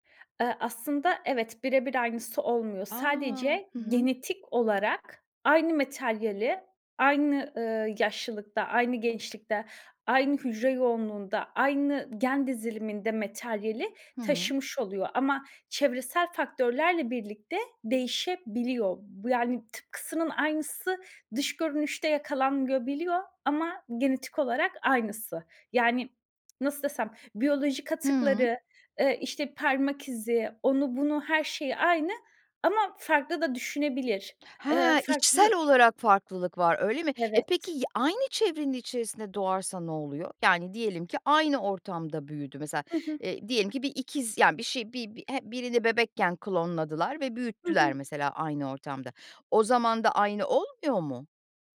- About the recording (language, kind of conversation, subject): Turkish, podcast, DNA testleri aile hikâyesine nasıl katkı sağlar?
- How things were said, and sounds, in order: tapping; "materyali" said as "meteryali"; "materyali" said as "meteryali"; "yakalanmayabiliyor" said as "yakalangöbiliyor"; other background noise